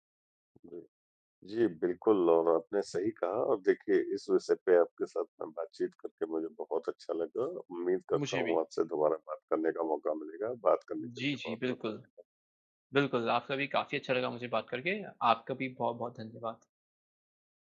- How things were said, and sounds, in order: none
- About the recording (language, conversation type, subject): Hindi, unstructured, क्या जिम जाना सच में ज़रूरी है?